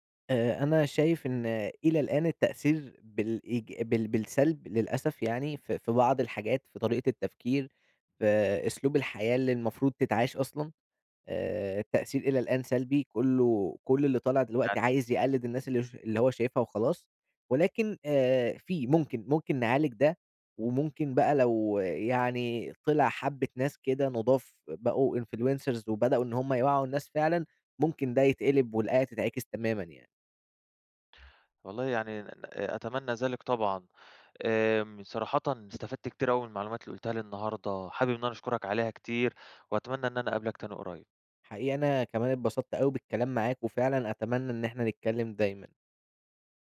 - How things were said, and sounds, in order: unintelligible speech; in English: "influencers"; other background noise
- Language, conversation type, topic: Arabic, podcast, ازاي السوشيال ميديا بتأثر على أذواقنا؟